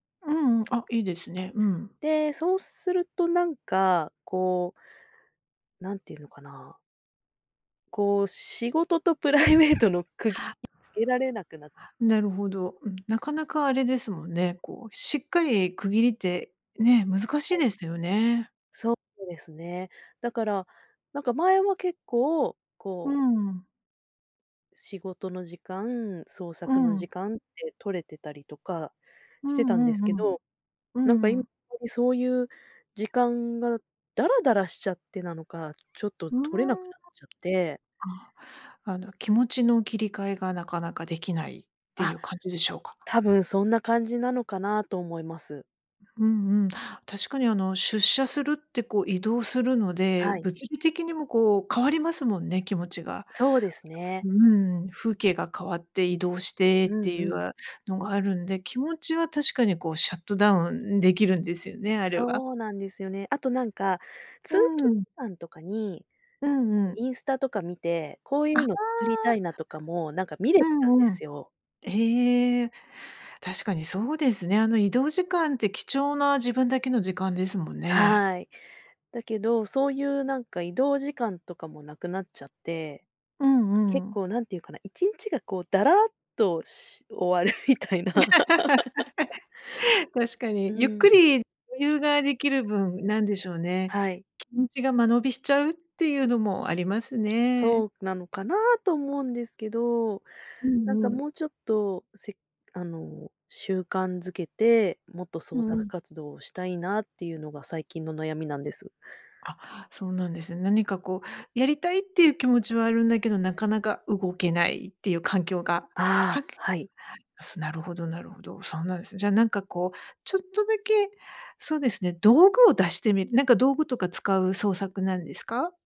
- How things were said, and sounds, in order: laughing while speaking: "プライベートの"; other background noise; tapping; unintelligible speech; other noise; laughing while speaking: "終わるみたいな"; laugh
- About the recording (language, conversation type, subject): Japanese, advice, 創作を習慣にしたいのに毎日続かないのはどうすれば解決できますか？